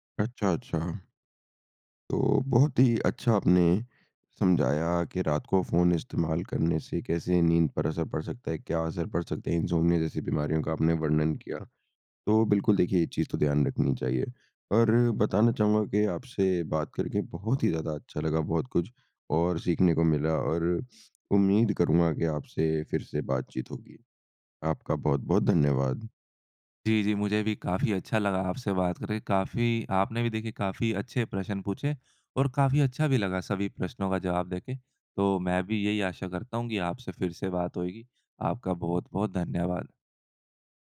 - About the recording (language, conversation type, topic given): Hindi, podcast, रात को फोन इस्तेमाल करने का आपकी नींद पर क्या असर होता है?
- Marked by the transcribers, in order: sniff